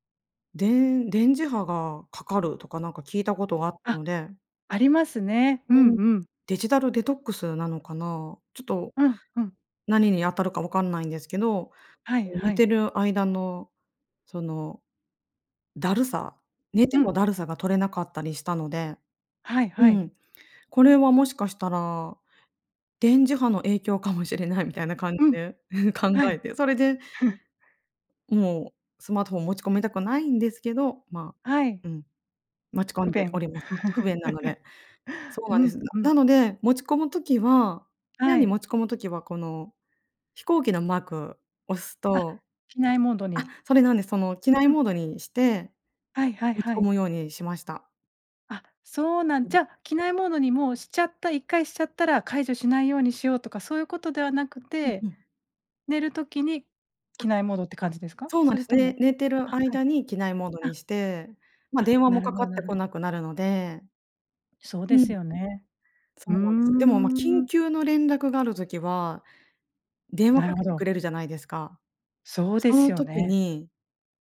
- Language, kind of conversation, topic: Japanese, podcast, スマホ時間の管理、どうしていますか？
- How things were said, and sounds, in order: chuckle; laugh